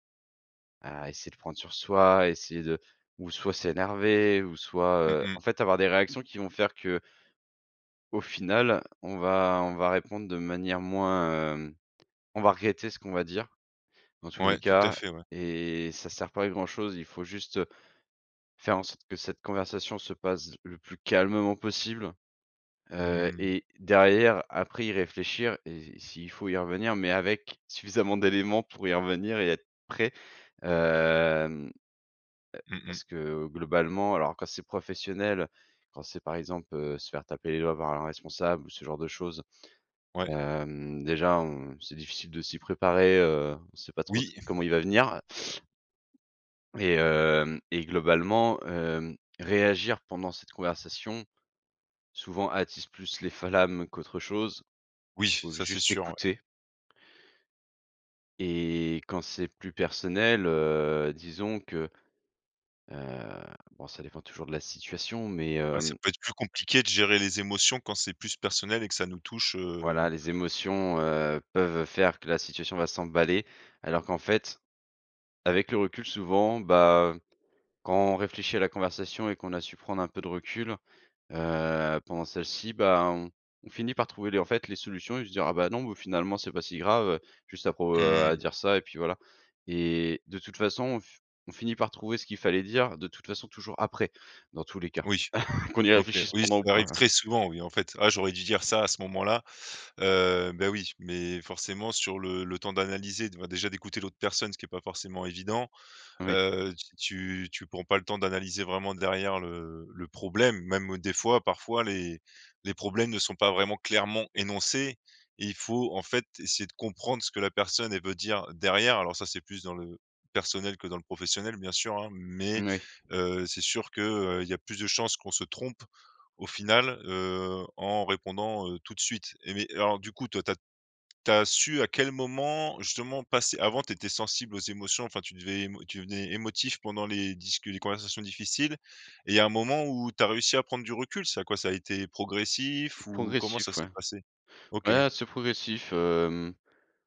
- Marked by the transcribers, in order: stressed: "calmement"; other background noise; chuckle
- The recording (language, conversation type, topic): French, podcast, Comment te prépares-tu avant une conversation difficile ?